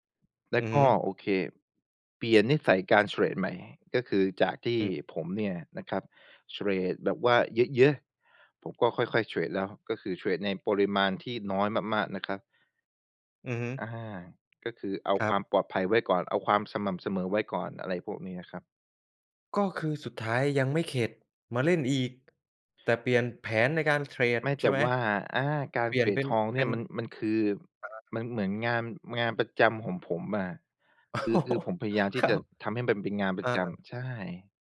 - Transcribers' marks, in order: chuckle; laughing while speaking: "ครับ"
- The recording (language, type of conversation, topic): Thai, podcast, ทำยังไงถึงจะหาแรงจูงใจได้เมื่อรู้สึกท้อ?